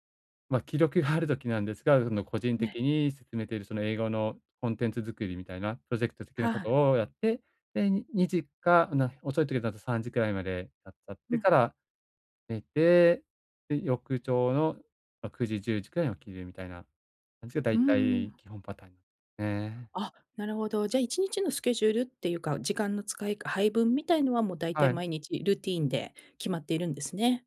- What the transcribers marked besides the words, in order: laughing while speaking: "記録がある時"
- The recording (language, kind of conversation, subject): Japanese, advice, 家で効果的に休息するにはどうすればよいですか？